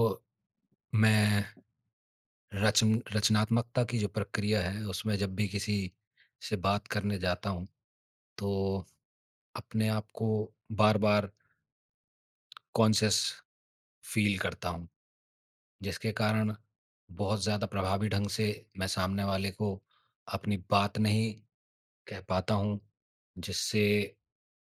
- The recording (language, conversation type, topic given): Hindi, advice, मैं अपने साथी को रचनात्मक प्रतिक्रिया सहज और मददगार तरीके से कैसे दे सकता/सकती हूँ?
- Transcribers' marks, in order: in English: "कॉन्शियस फ़ील"; tapping